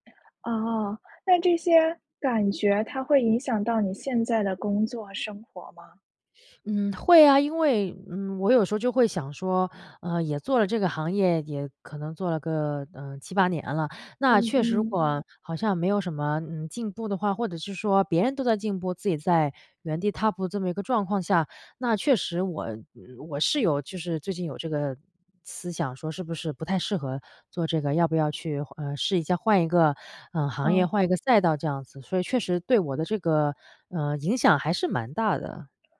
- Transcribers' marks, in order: none
- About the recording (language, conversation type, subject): Chinese, advice, 看到同行快速成长时，我为什么会产生自我怀疑和成功焦虑？